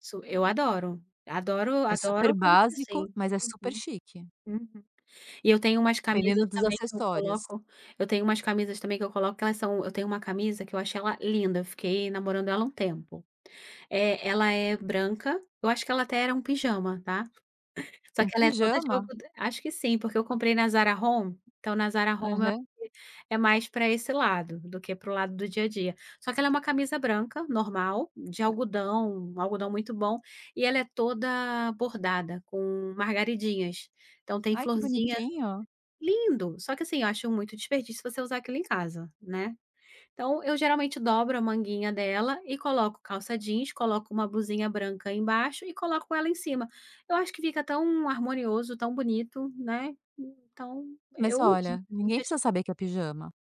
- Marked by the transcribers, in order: chuckle; tapping
- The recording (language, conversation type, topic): Portuguese, podcast, Que roupa te faz sentir protegido ou seguro?